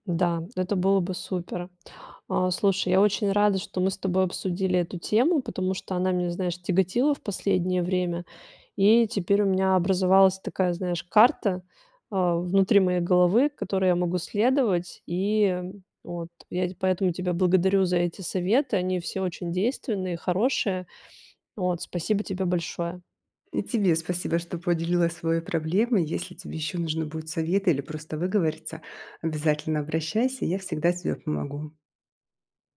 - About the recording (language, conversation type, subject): Russian, advice, Как справиться с накоплением вещей в маленькой квартире?
- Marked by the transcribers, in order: none